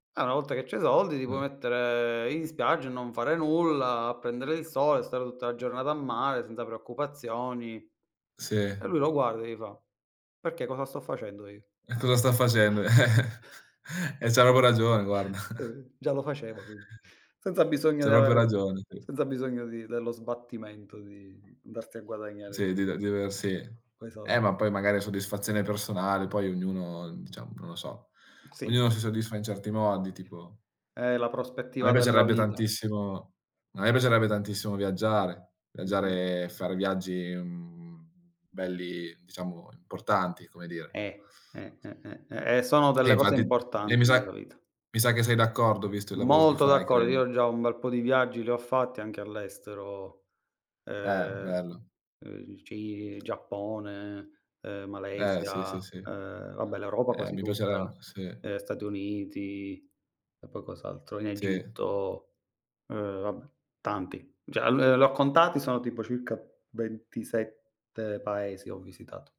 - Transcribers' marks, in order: other background noise; drawn out: "mettere"; laughing while speaking: "Eh"; chuckle; "proprio" said as "popo"; laughing while speaking: "guarda"; chuckle; "proprio" said as "propio"; tapping; unintelligible speech; drawn out: "mhmm"; "Cioè" said as "ceh"
- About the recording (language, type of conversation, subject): Italian, unstructured, Come immagini la tua vita tra dieci anni?